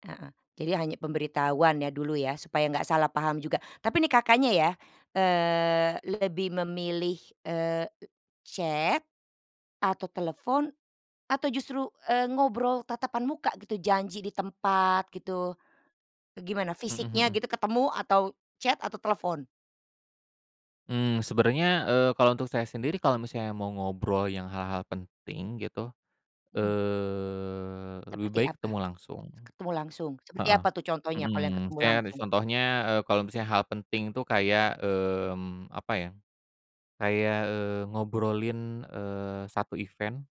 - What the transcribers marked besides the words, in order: tapping; in English: "chat"; in English: "chat"; drawn out: "eee"; other background noise; in English: "event"
- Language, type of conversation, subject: Indonesian, podcast, Gimana cara kamu menyeimbangkan komunikasi online dan obrolan tatap muka?